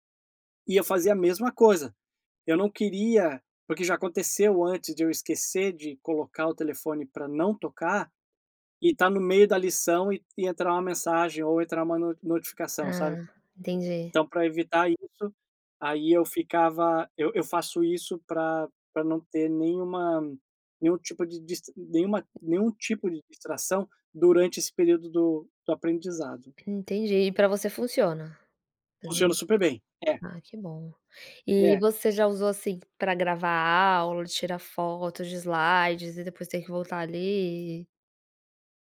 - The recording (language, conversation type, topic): Portuguese, podcast, Como o celular te ajuda ou te atrapalha nos estudos?
- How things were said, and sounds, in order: tapping